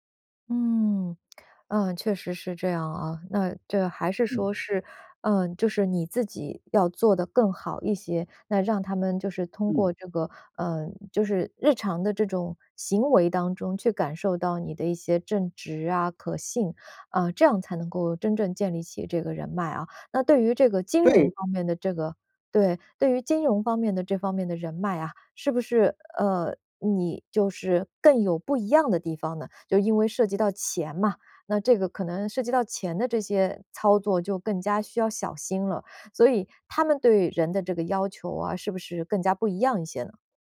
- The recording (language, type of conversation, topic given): Chinese, podcast, 转行后怎样重新建立职业人脉？
- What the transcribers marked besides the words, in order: none